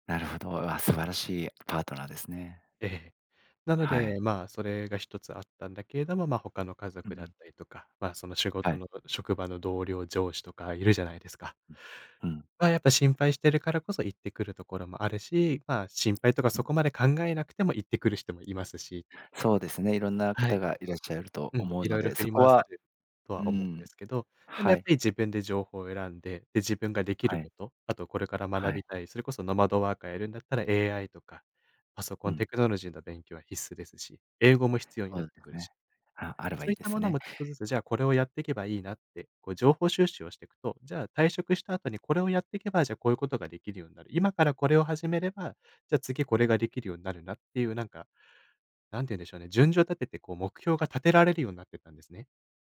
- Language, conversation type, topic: Japanese, podcast, 大きな決断を後悔しないために、どんな工夫をしていますか？
- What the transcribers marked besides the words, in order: none